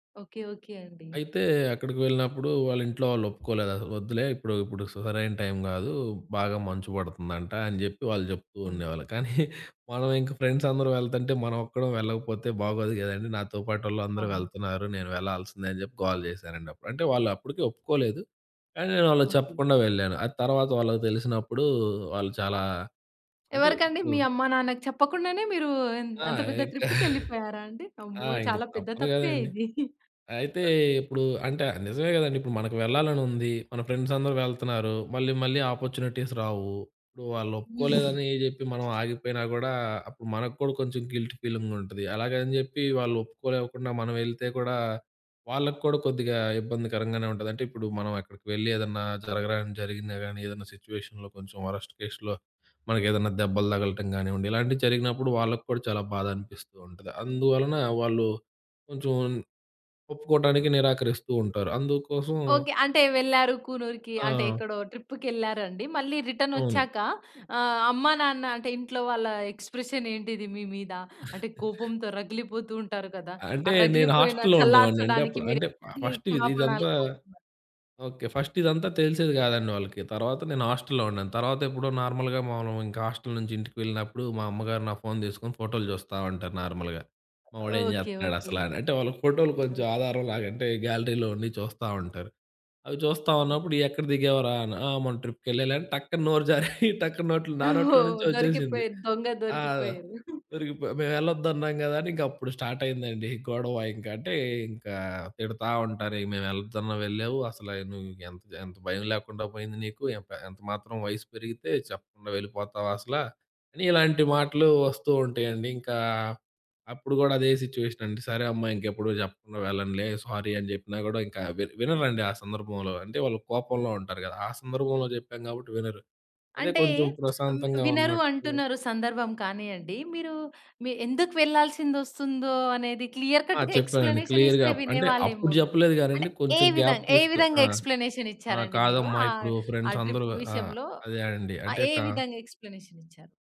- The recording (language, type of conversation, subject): Telugu, podcast, తప్పు చేసినప్పుడు నిజాయితీగా క్షమాపణ ఎలా అడగాలి?
- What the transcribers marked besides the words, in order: giggle; in English: "ఫ్రెండ్స్"; chuckle; other background noise; chuckle; in English: "ఫ్రెండ్స్"; in English: "ఆపర్చునిటీస్"; in English: "గిల్ట్ ఫీలింగ్"; in English: "సిట్యుయేషన్‌లో"; in English: "వరస్ట్"; giggle; in English: "ఫస్ట్"; in English: "నార్మల్‌గా"; tapping; in English: "నార్మల్‌గా"; in English: "గ్యాలరీలో"; in English: "ట్రిప్‌కెళ్ళాలే"; chuckle; giggle; chuckle; lip smack; in English: "క్లియర్ కట్‌గా"; in English: "క్లియర్‌గా"; in English: "గ్యాప్"